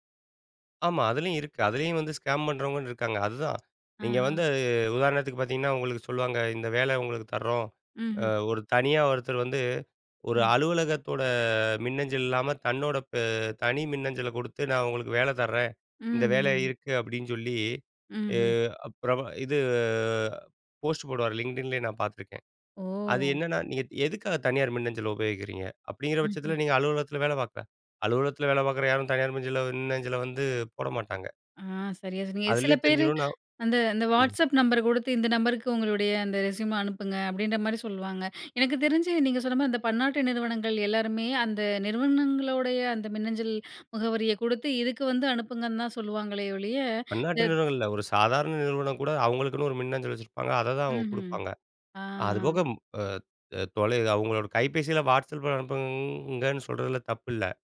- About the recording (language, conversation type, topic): Tamil, podcast, வலைவளங்களிலிருந்து நம்பகமான தகவலை நீங்கள் எப்படித் தேர்ந்தெடுக்கிறீர்கள்?
- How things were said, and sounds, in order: other background noise; drawn out: "இது"; in English: "ரெஸ்யூம்"